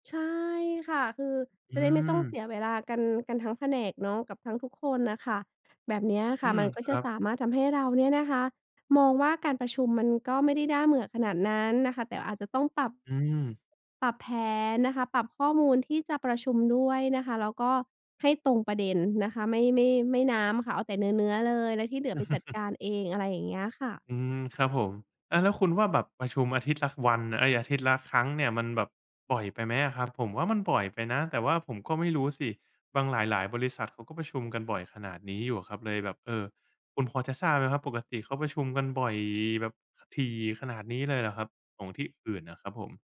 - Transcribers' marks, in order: stressed: "ใช่"; other background noise; laugh; stressed: "บ่อย"
- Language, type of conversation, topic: Thai, advice, ทำไมการประชุมของคุณถึงยืดเยื้อและใช้เวลางานไปเกือบหมด?